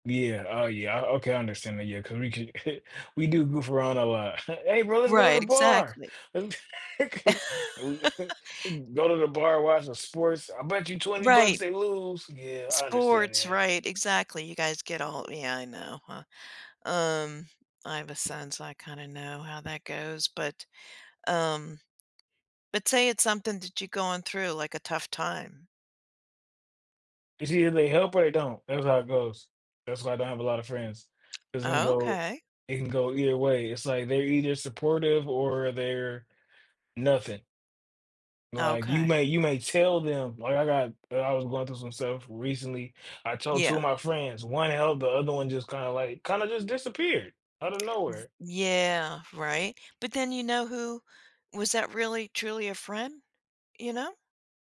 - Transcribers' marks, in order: chuckle; laugh
- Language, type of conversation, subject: English, unstructured, What qualities make a friendship truly supportive and meaningful?
- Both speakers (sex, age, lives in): female, 65-69, United States; male, 35-39, United States